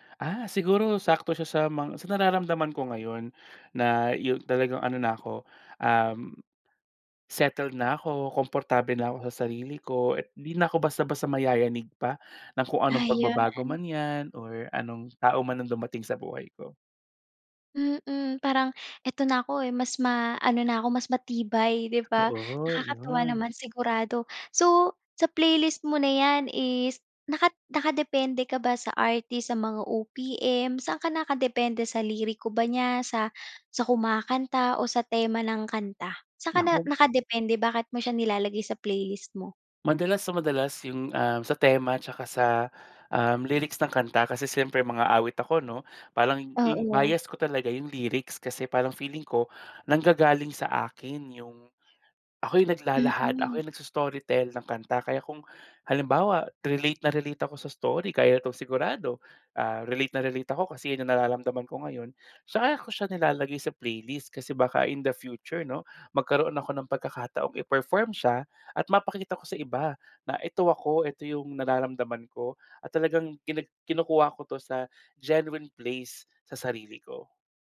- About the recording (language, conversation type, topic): Filipino, podcast, May kanta ka bang may koneksyon sa isang mahalagang alaala?
- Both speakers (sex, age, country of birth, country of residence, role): female, 25-29, Philippines, Philippines, host; male, 30-34, Philippines, Philippines, guest
- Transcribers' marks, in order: background speech; "yung" said as "ing"; gasp